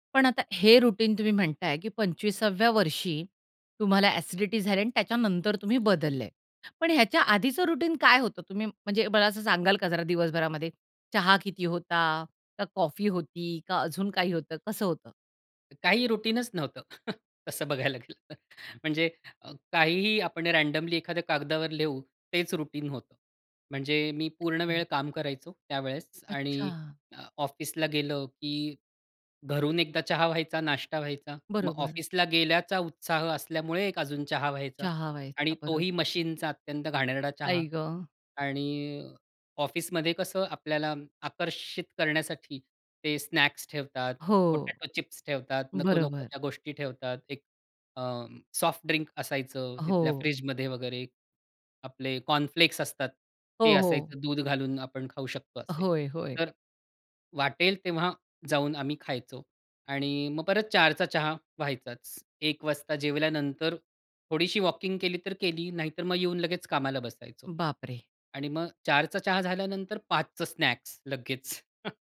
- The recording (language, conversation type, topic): Marathi, podcast, रात्री झोपायला जाण्यापूर्वी तुम्ही काय करता?
- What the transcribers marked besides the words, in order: in English: "रुटीन"; in English: "रुटीन"; in English: "रुटीनच"; chuckle; laughing while speaking: "तसं बघायला गेलं तर"; in English: "रँडमली"; in English: "रुटीन"; tapping; chuckle